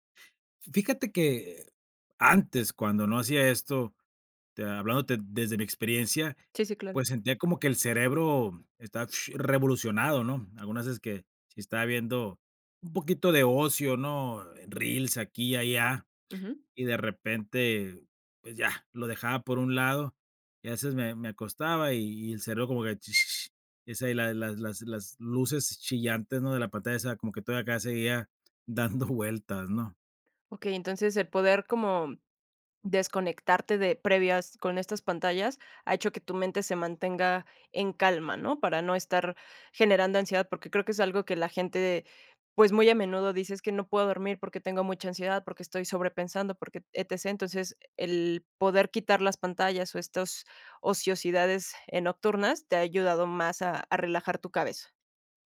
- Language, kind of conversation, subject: Spanish, podcast, ¿Qué hábitos te ayudan a dormir mejor por la noche?
- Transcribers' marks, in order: blowing; whistle; chuckle